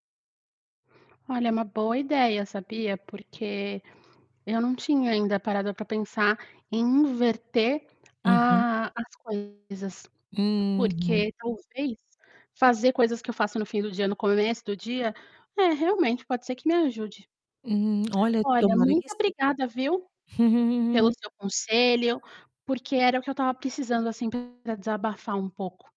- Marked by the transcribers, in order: static; tapping; distorted speech; tongue click; giggle
- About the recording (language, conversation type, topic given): Portuguese, advice, Por que sinto dificuldade para adormecer à noite mesmo estando cansado(a)?